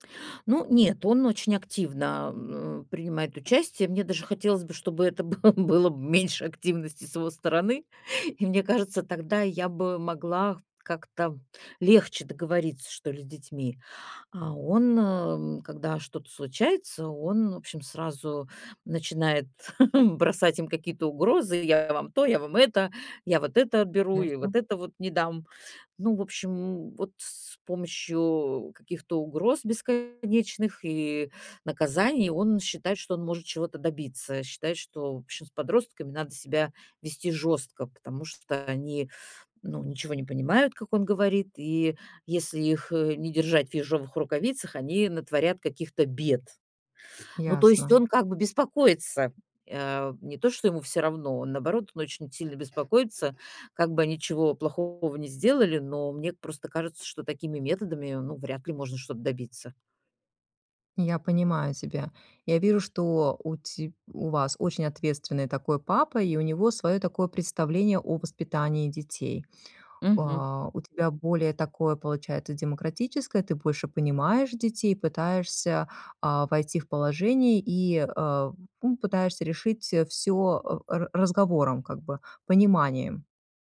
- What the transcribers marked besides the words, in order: other background noise; laughing while speaking: "было было б"; chuckle
- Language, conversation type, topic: Russian, advice, Как нам с партнёром договориться о воспитании детей, если у нас разные взгляды?